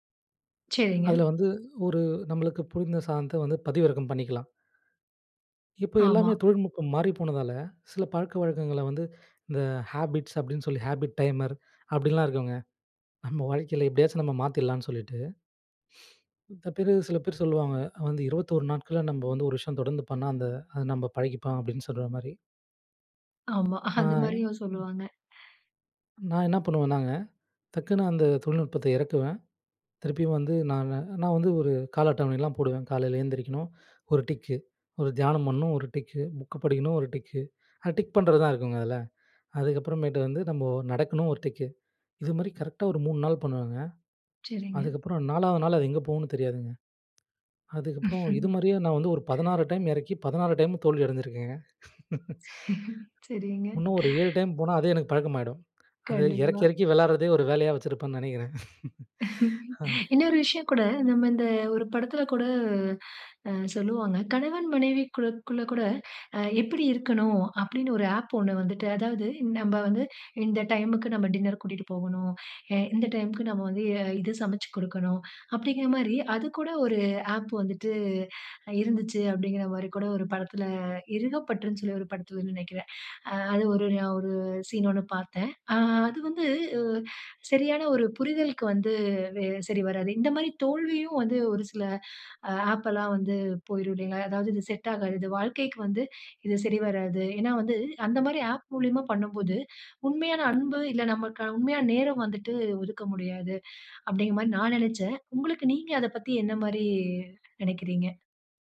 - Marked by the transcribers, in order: in English: "ஹேபிட்ஸ்"; in English: "ஹாபிட் டைமர்"; laughing while speaking: "நம்ம"; chuckle; chuckle; chuckle; inhale; chuckle; laugh; inhale
- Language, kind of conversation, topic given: Tamil, podcast, புதிய தொழில்நுட்பங்கள் உங்கள் தினசரி வாழ்வை எப்படி மாற்றின?